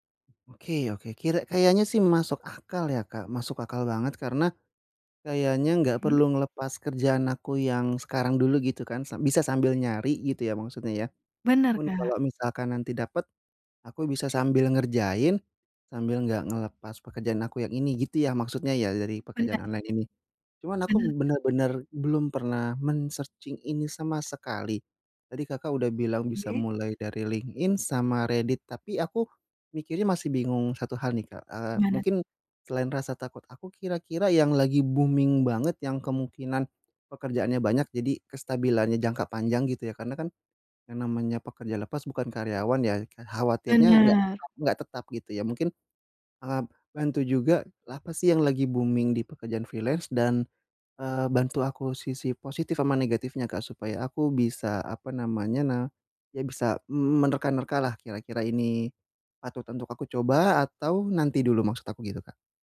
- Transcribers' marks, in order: other background noise; tapping; in English: "men-searching"; in English: "booming"; in English: "freelance?"
- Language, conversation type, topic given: Indonesian, advice, Bagaimana cara memulai transisi karier ke pekerjaan yang lebih bermakna meski saya takut memulainya?